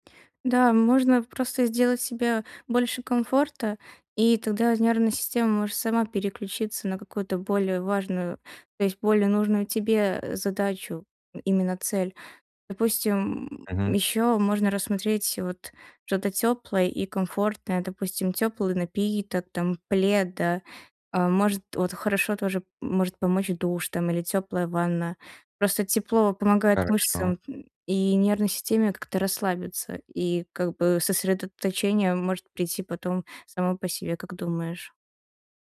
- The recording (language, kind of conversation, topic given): Russian, advice, Как поддерживать мотивацию и дисциплину, когда сложно сформировать устойчивую привычку надолго?
- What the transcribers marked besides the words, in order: none